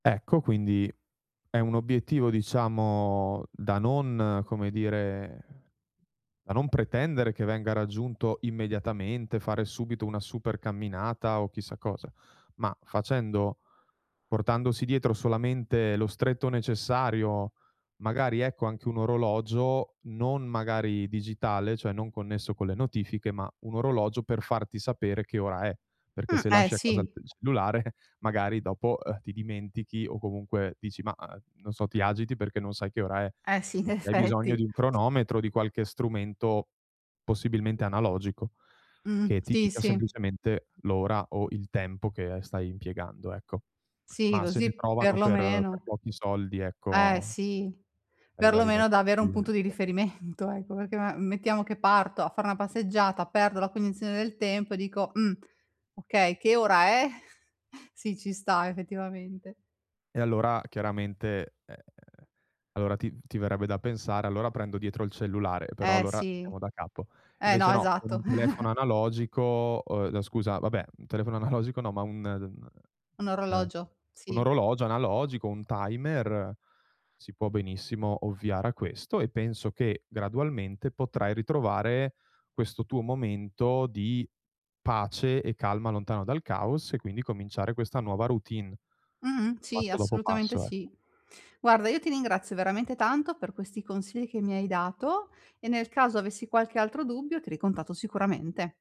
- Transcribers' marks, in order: chuckle; laughing while speaking: "in effetti"; other background noise; laughing while speaking: "riferimento"; unintelligible speech; chuckle; chuckle; laughing while speaking: "analogico"
- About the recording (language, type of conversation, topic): Italian, advice, Come posso creare abitudini sostenibili che durino nel tempo?